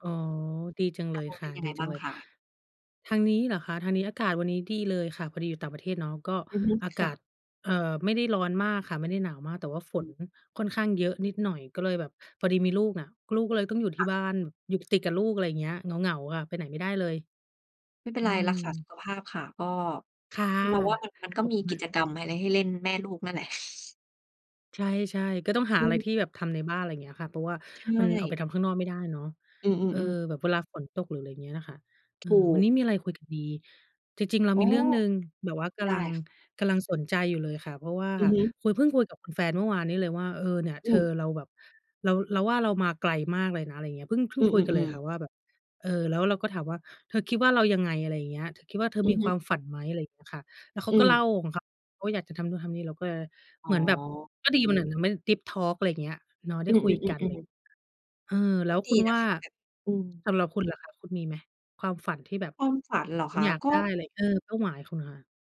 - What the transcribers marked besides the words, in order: other noise; tapping; in English: "ดีปทอร์ก"; other background noise
- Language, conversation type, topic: Thai, unstructured, ถ้าคนรอบข้างไม่สนับสนุนความฝันของคุณ คุณจะทำอย่างไร?